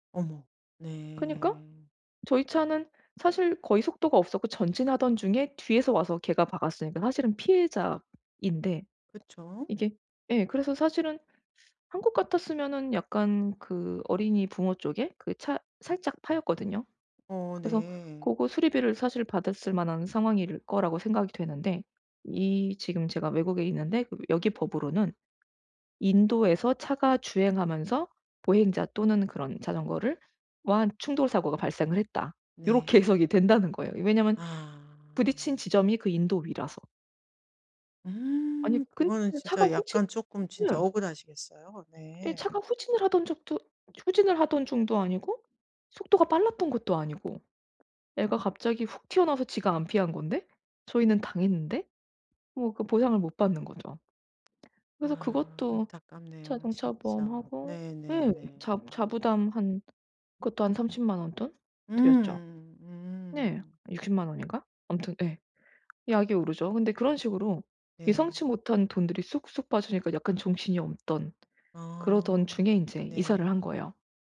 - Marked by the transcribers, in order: other background noise; tapping
- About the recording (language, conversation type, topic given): Korean, advice, 부채가 계속 늘어날 때 지출을 어떻게 통제할 수 있을까요?